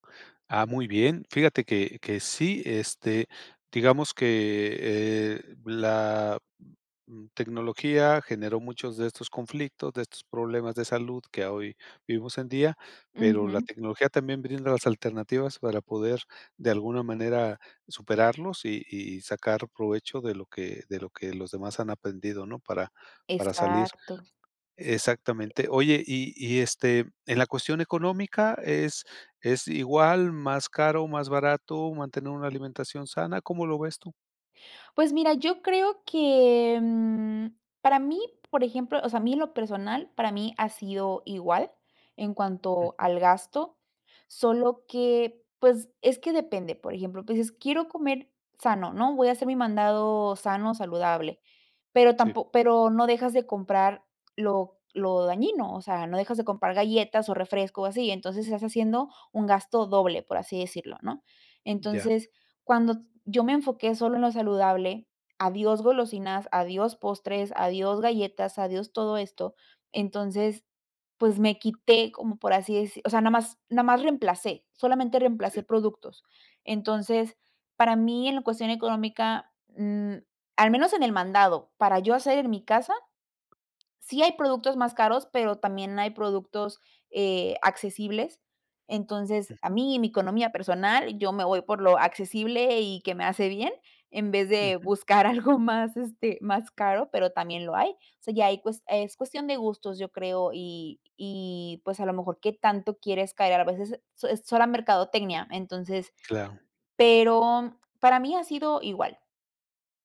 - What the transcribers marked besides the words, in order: other noise; tapping; laughing while speaking: "algo más, este, más"
- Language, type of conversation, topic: Spanish, podcast, ¿Qué papel juega la cocina casera en tu bienestar?